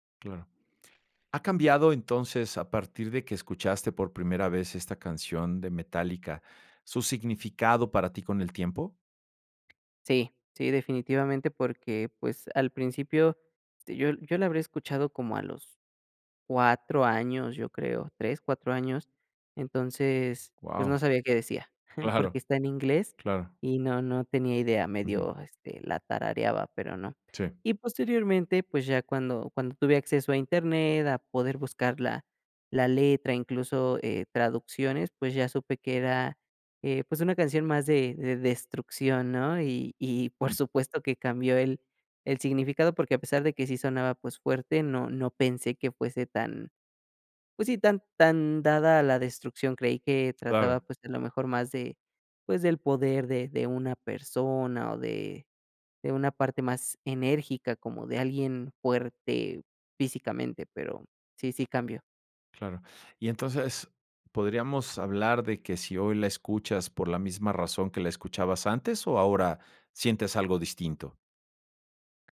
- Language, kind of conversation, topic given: Spanish, podcast, ¿Cuál es tu canción favorita y por qué?
- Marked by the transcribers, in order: chuckle